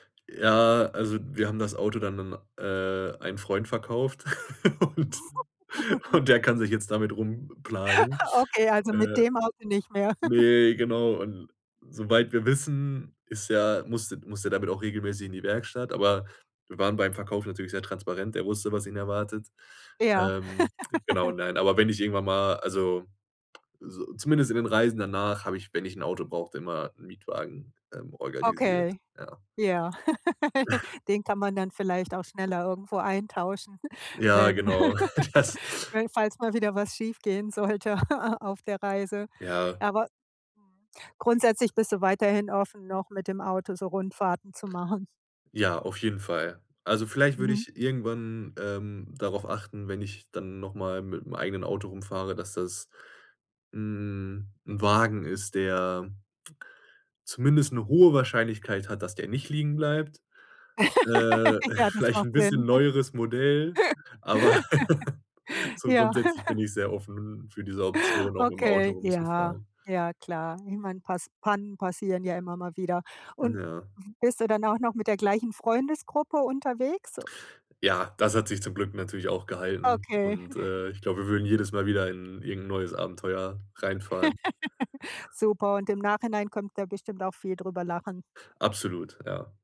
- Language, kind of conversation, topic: German, podcast, Wie hast du aus einer missglückten Reise am Ende doch noch etwas Gutes gemacht?
- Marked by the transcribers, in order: chuckle; laughing while speaking: "und"; giggle; snort; chuckle; giggle; laugh; other background noise; snort; giggle; laughing while speaking: "Das"; laughing while speaking: "sollte, a"; laugh; chuckle; laughing while speaking: "aber"; giggle; laugh; giggle; snort; giggle